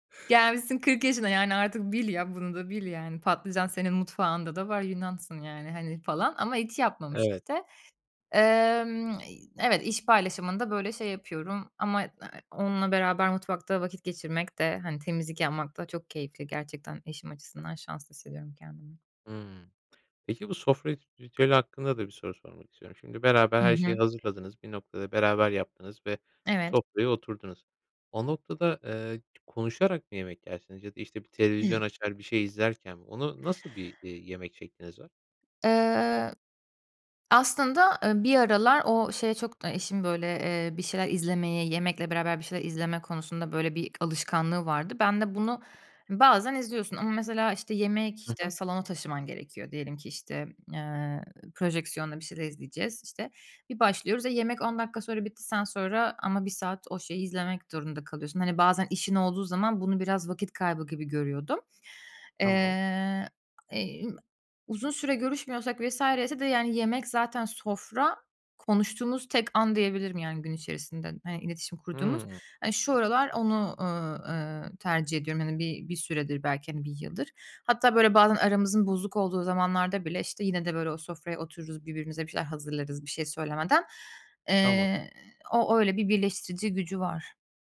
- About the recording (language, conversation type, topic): Turkish, podcast, Evde yemek paylaşımını ve sofraya dair ritüelleri nasıl tanımlarsın?
- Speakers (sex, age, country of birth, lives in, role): female, 30-34, Turkey, Germany, guest; male, 25-29, Turkey, Poland, host
- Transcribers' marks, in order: other background noise; tapping